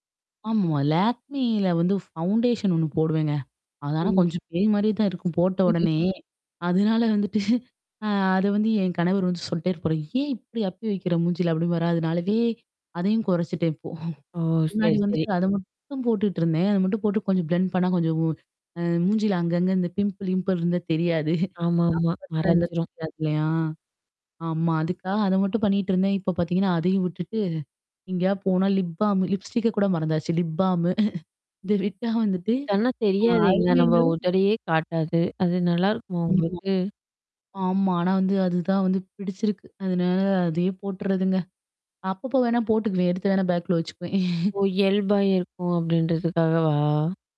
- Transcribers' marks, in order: in English: "ஃபவுண்டேஷன்"; distorted speech; static; unintelligible speech; laughing while speaking: "அதனால வந்துட்டு அ"; laughing while speaking: "இப்போ"; in English: "பிளெண்ட்"; in English: "பிம்பிள்"; laughing while speaking: "தெரியாது"; unintelligible speech; in English: "லிப் பால்ம், லிப்ஸ்டிக்கை"; laughing while speaking: "லிப் பால்ம்மு. இதை விட்டா வந்துட்டு அ"; unintelligible speech; in English: "ஐ லைனரும்"; tapping; laughing while speaking: "பேகுக்குள்ள வச்சுக்குவேன்"
- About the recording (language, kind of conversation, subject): Tamil, podcast, உங்கள் ஸ்டைல் காலப்போக்கில் எப்படி வளர்ந்தது என்று சொல்ல முடியுமா?